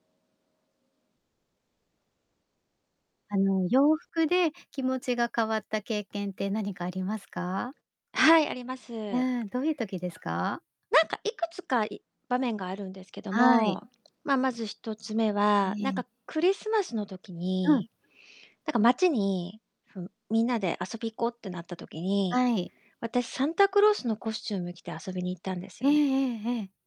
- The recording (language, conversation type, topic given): Japanese, podcast, 服を着替えたことで気持ちが変わった経験はありますか?
- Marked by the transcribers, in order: other background noise; distorted speech